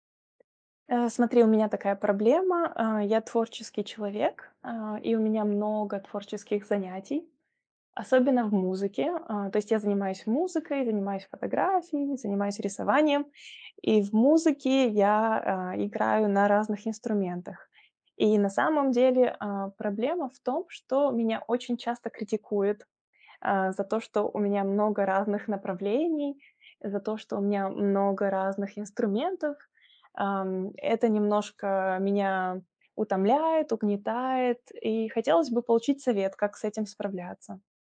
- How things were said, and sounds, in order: tapping; other background noise
- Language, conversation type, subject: Russian, advice, Как вы справляетесь со страхом критики вашего творчества или хобби?